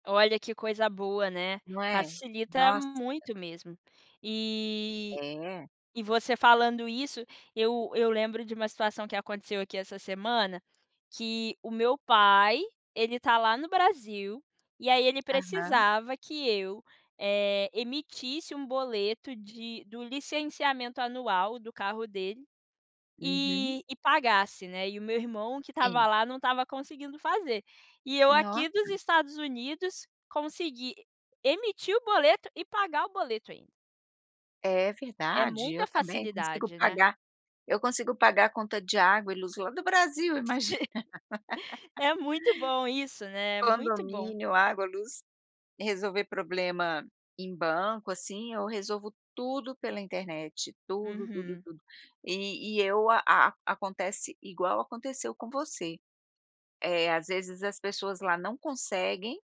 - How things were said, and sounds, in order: laugh
- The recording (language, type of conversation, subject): Portuguese, podcast, O que mudou na sua vida com os pagamentos pelo celular?
- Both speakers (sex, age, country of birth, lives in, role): female, 25-29, Brazil, United States, host; female, 55-59, Brazil, United States, guest